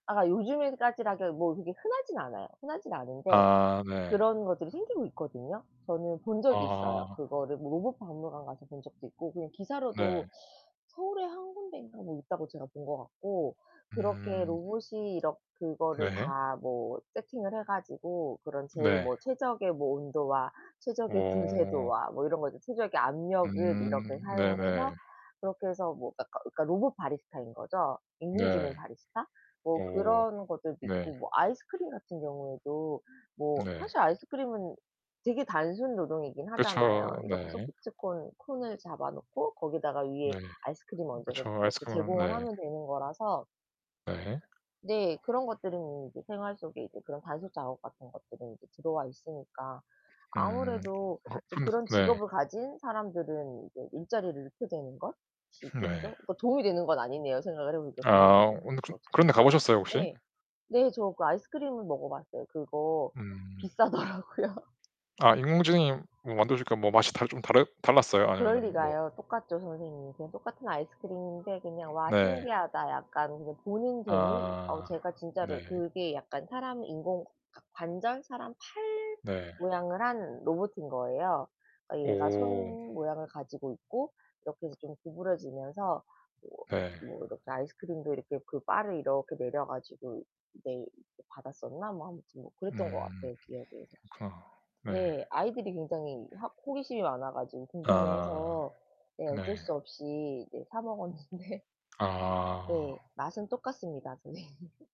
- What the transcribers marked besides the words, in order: other background noise; static; laughing while speaking: "비싸더라고요"; other noise; laughing while speaking: "먹었는데"; laughing while speaking: "선생님"
- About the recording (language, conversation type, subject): Korean, unstructured, 인공지능은 우리 생활에 어떤 도움을 줄까요?